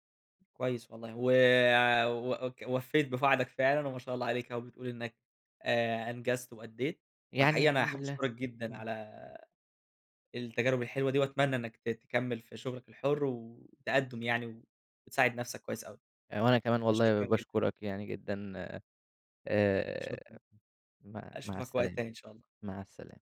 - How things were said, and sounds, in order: none
- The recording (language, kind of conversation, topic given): Arabic, podcast, إنت شايف الشغل الحر أحسن ولا الشغل في وظيفة ثابتة؟
- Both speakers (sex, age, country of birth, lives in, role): male, 20-24, Egypt, Egypt, guest; male, 20-24, Egypt, Egypt, host